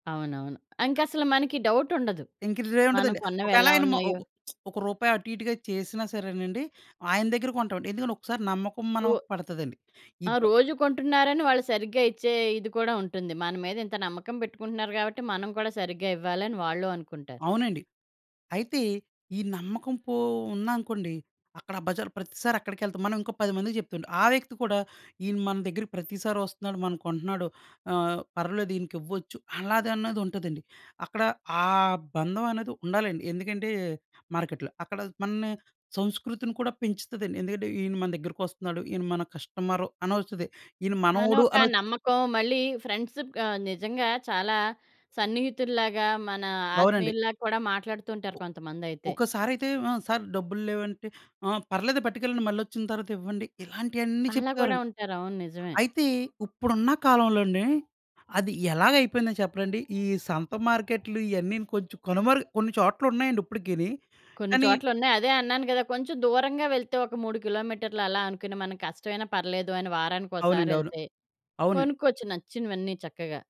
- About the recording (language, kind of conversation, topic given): Telugu, podcast, స్థానిక బజార్‌లో ఒక రోజు ఎలా గడిచింది?
- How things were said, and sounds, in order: other background noise; in English: "డౌట్"; lip smack; in English: "ఫ్రెండ్స్"; tapping; in English: "సర్"